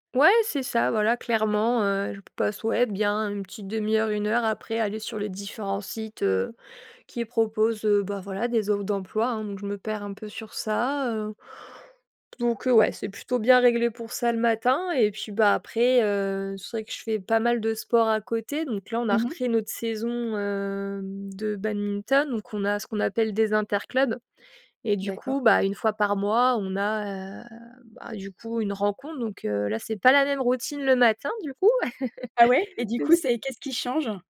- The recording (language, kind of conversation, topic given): French, podcast, Quelle est ta routine du matin, et comment ça se passe chez toi ?
- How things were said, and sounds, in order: other background noise; drawn out: "hem"; laugh